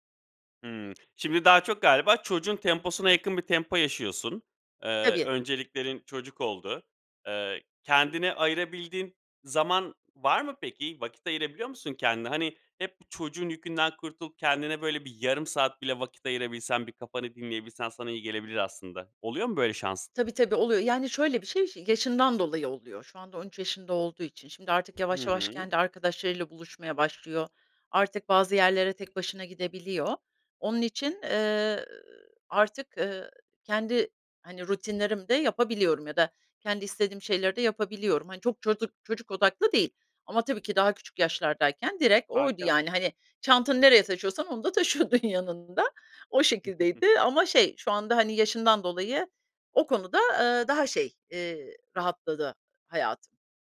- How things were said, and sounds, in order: laughing while speaking: "taşıyordun yanında"; chuckle
- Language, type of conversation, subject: Turkish, advice, Evde çocuk olunca günlük düzeniniz nasıl tamamen değişiyor?
- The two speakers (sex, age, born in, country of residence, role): female, 50-54, Italy, United States, user; male, 35-39, Turkey, Greece, advisor